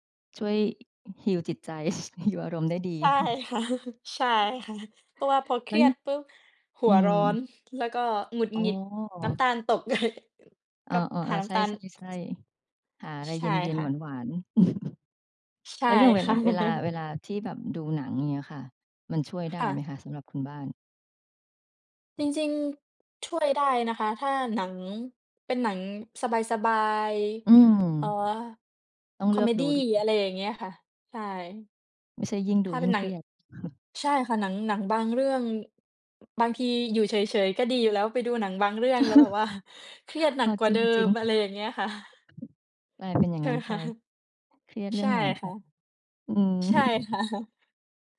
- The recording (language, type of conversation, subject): Thai, unstructured, เวลารู้สึกเครียด คุณมักทำอะไรเพื่อผ่อนคลาย?
- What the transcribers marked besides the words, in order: in English: "heal"; chuckle; in English: "heal"; laughing while speaking: "ใช่ค่ะ ใช่ค่ะ"; chuckle; laughing while speaking: "เลย"; other background noise; chuckle; chuckle; chuckle; laughing while speaking: "ว่า"; chuckle; tapping; chuckle; laughing while speaking: "ใช่ไหมคะ ?"; chuckle; laughing while speaking: "ค่ะ"; chuckle